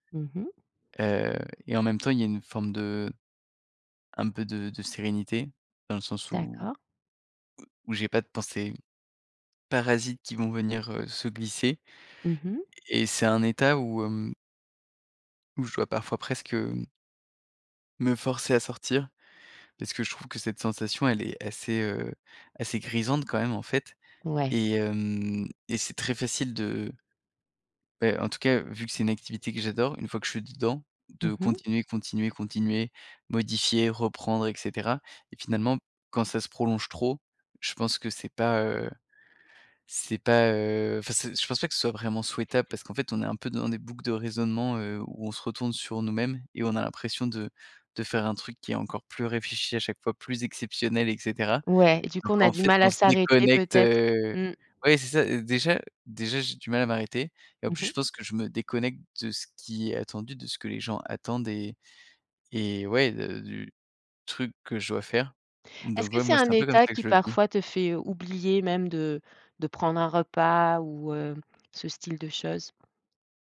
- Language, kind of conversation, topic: French, podcast, Qu’est-ce qui te met dans un état de création intense ?
- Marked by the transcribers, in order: other background noise